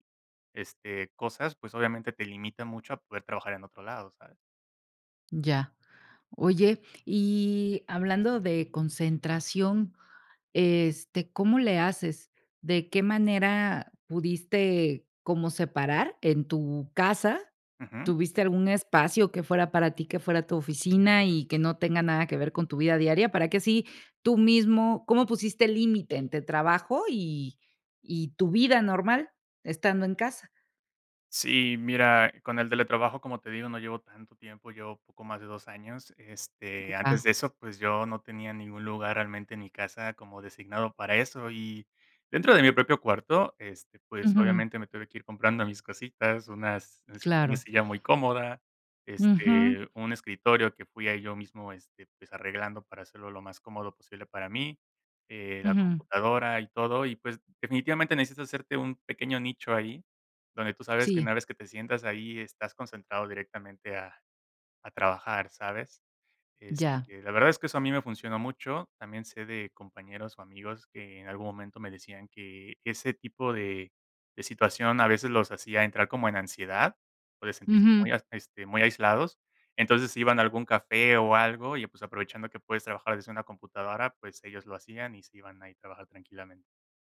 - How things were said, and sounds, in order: other background noise
- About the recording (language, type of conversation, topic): Spanish, podcast, ¿Qué opinas del teletrabajo frente al trabajo en la oficina?